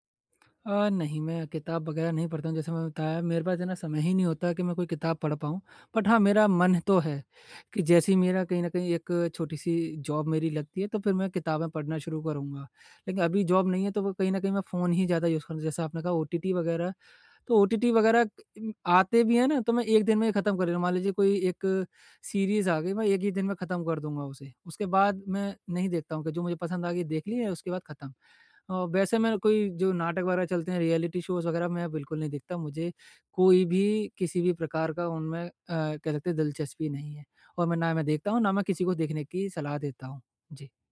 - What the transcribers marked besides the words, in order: in English: "बट"; in English: "जॉब"; in English: "जॉब"; in English: "यूज़"; in English: "रियलिटी शोज़"
- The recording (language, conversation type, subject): Hindi, advice, शाम को नींद बेहतर करने के लिए फोन और अन्य स्क्रीन का उपयोग कैसे कम करूँ?